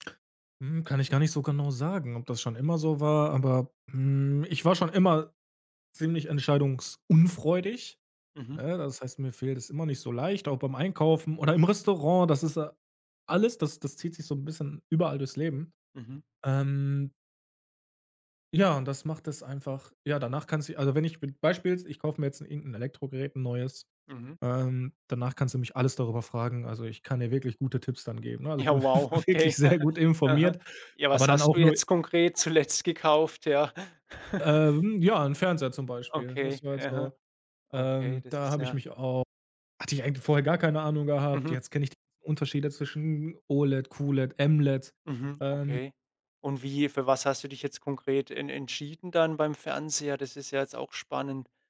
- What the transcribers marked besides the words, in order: laughing while speaking: "bin wirklich"; chuckle; laughing while speaking: "zuletzt"; chuckle
- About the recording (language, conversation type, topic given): German, podcast, Was löst bei dir Entscheidungsparalyse aus?